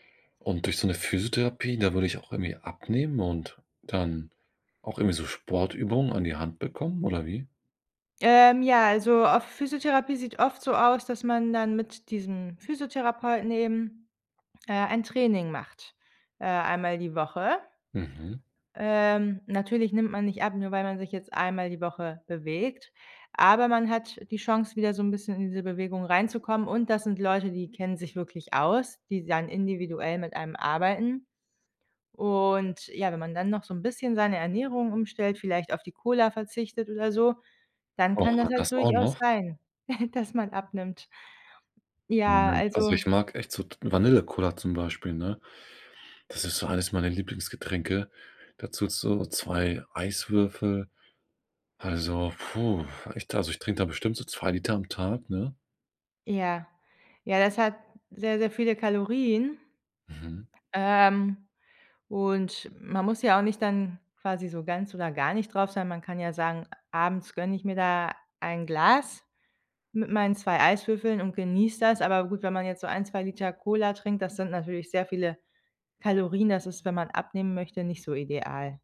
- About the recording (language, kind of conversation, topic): German, advice, Warum fällt es mir schwer, regelmäßig Sport zu treiben oder mich zu bewegen?
- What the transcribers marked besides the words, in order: other background noise; chuckle